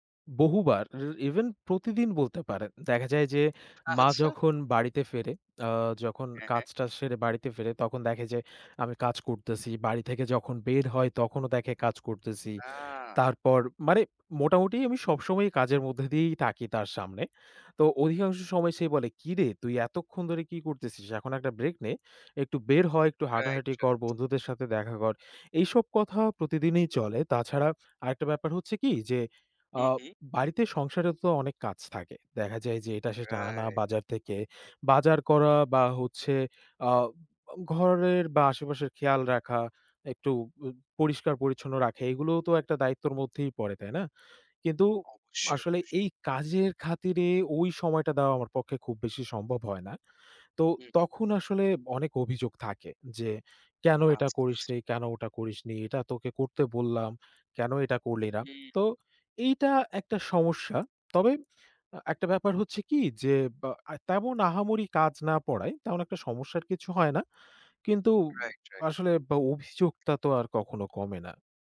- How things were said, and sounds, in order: other background noise; laughing while speaking: "আচ্ছা"; tapping
- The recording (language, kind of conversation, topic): Bengali, podcast, কাজ ও ব্যক্তিগত জীবনের ভারসাম্য বজায় রাখতে আপনি কী করেন?